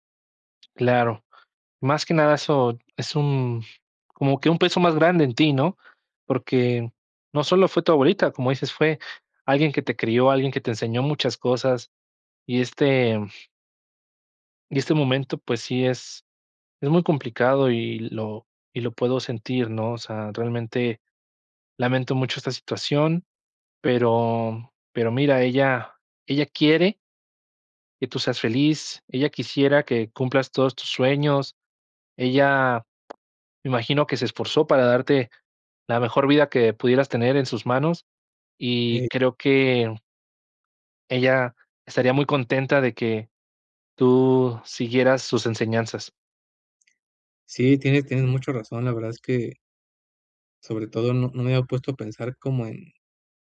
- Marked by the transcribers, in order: tapping
- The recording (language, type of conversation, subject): Spanish, advice, ¿Cómo ha influido una pérdida reciente en que replantees el sentido de todo?